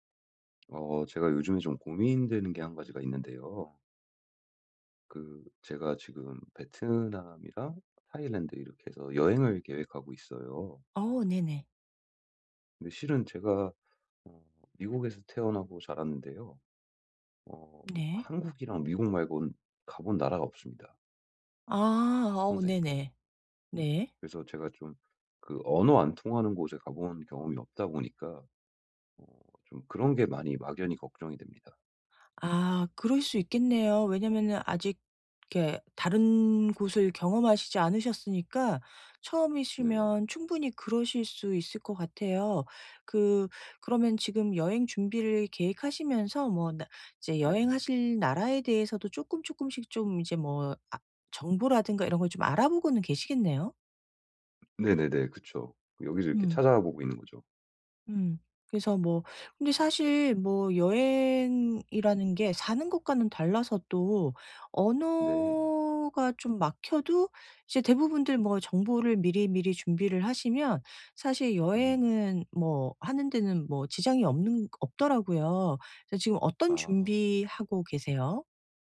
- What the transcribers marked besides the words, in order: in English: "타일랜드"; tapping
- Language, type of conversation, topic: Korean, advice, 여행 중 언어 장벽을 어떻게 극복해 더 잘 의사소통할 수 있을까요?